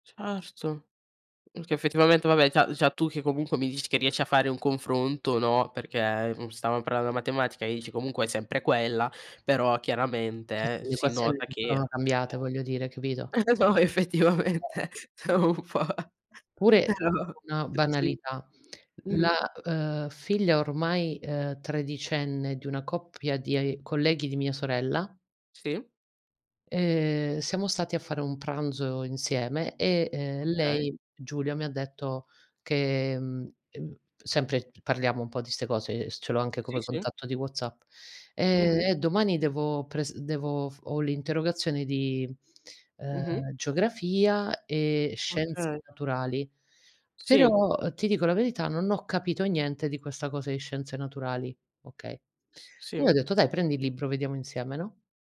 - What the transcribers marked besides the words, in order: tapping; unintelligible speech; laughing while speaking: "no effettivamente è un po' però sì"; other background noise
- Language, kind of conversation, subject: Italian, unstructured, Come pensi che la scuola possa migliorare l’apprendimento degli studenti?